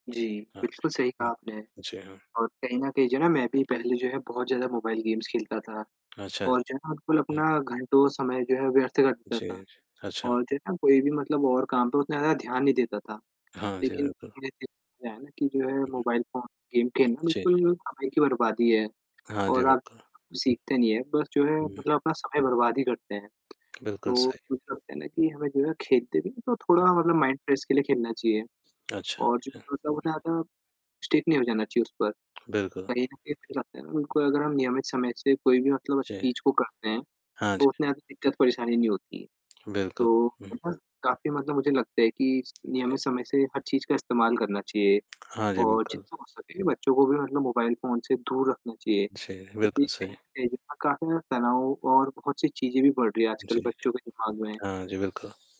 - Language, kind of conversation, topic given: Hindi, unstructured, क्या फोन पर खेल खेलना वाकई समय की बर्बादी है?
- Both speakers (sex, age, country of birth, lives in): male, 18-19, India, India; male, 20-24, India, India
- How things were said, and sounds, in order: distorted speech; static; in English: "गेम्स"; tapping; unintelligible speech; in English: "गेम"; in English: "माइंड फ्रेश"; unintelligible speech; in English: "स्टिक"; unintelligible speech